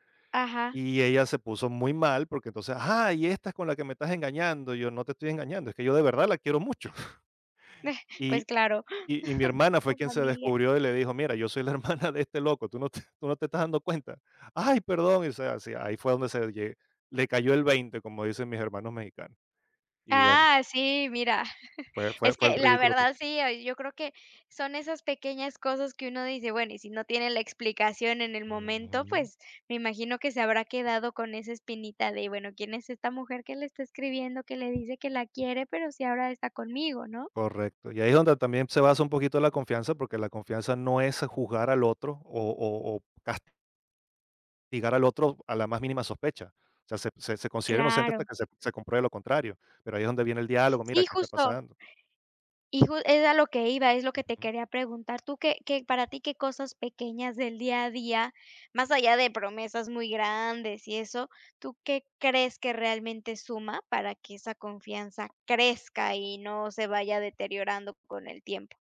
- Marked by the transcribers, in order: chuckle; tapping; chuckle; laughing while speaking: "hermana"; laughing while speaking: "cuenta?"; chuckle; other background noise
- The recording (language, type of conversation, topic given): Spanish, podcast, ¿Cómo se construye la confianza en una pareja?